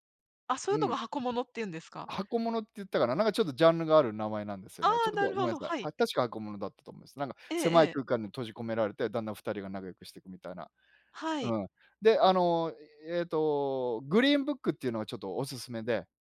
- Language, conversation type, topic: Japanese, unstructured, 好きな映画のジャンルは何ですか？
- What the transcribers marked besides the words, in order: none